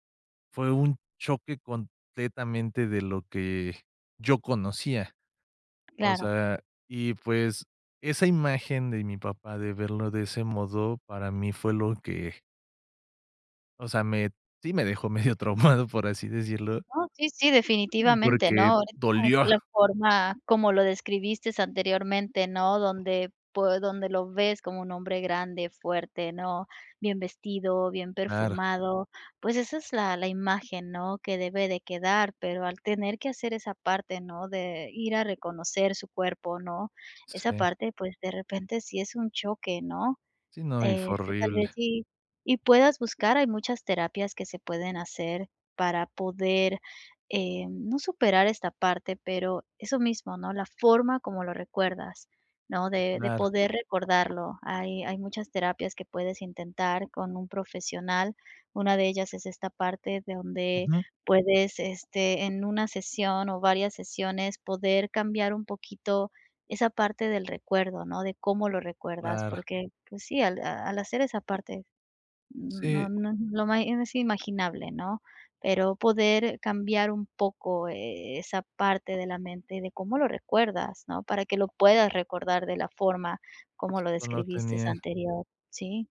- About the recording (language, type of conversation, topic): Spanish, advice, ¿Por qué el aniversario de mi relación me provoca una tristeza inesperada?
- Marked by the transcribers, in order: other background noise; chuckle